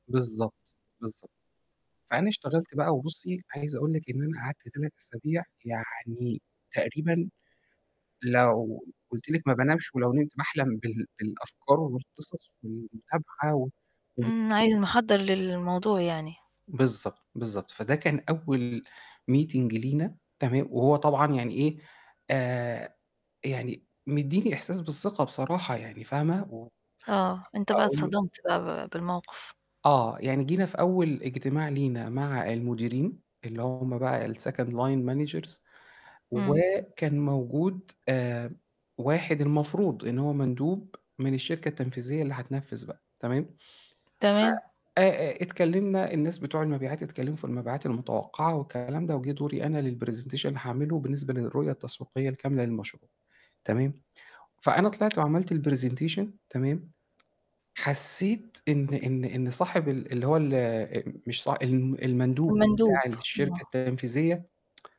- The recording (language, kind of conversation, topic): Arabic, advice, إزاي أتعامل لما مديري يوجّهلي نقد قاسي على مشروع مهم؟
- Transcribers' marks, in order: static; tapping; unintelligible speech; other background noise; distorted speech; in English: "meeting"; in English: "الsecond line managers"; in English: "للpresentation"; in English: "الpresentation"